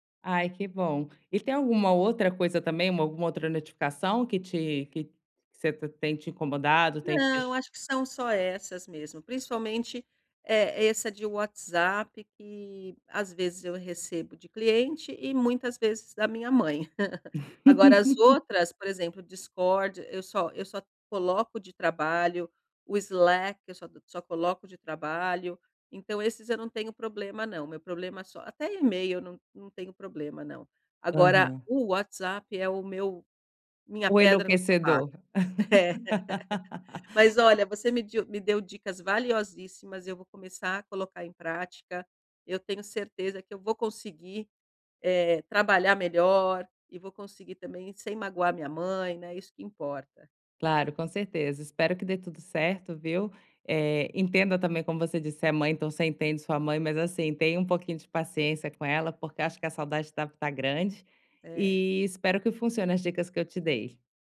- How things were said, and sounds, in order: laugh; laughing while speaking: "É"; laugh
- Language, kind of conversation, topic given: Portuguese, advice, Como posso reduzir as notificações e simplificar minhas assinaturas?